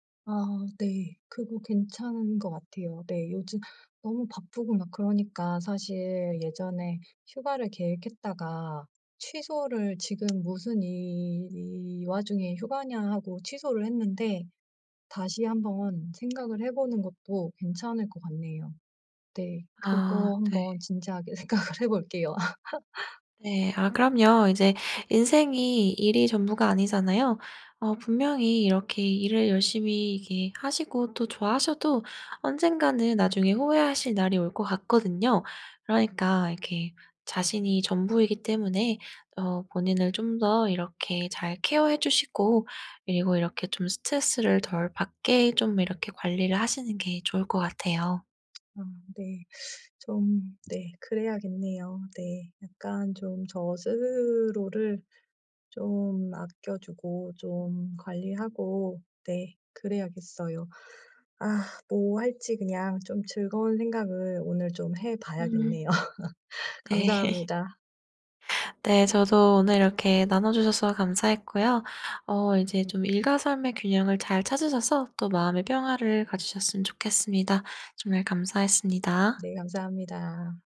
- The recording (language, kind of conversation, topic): Korean, advice, 일과 삶의 균형 문제로 번아웃 직전이라고 느끼는 상황을 설명해 주실 수 있나요?
- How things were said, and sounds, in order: tapping; laughing while speaking: "생각을 해 볼게요"; laugh; other background noise; teeth sucking; laugh